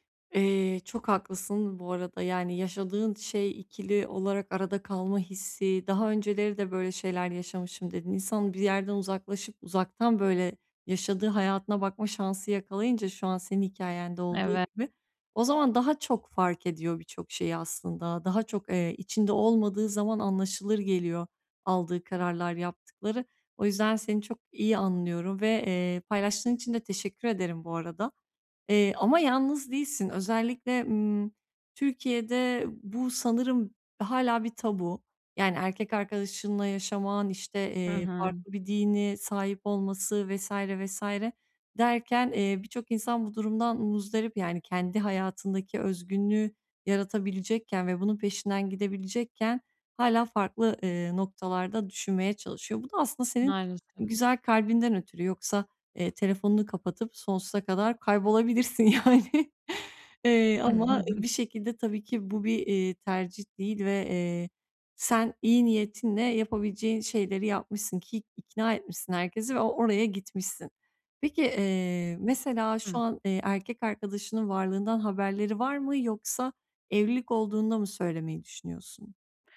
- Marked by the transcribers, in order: laughing while speaking: "yani"; chuckle; tapping
- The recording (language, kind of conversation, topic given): Turkish, advice, Özgünlüğüm ile başkaları tarafından kabul görme isteğim arasında nasıl denge kurabilirim?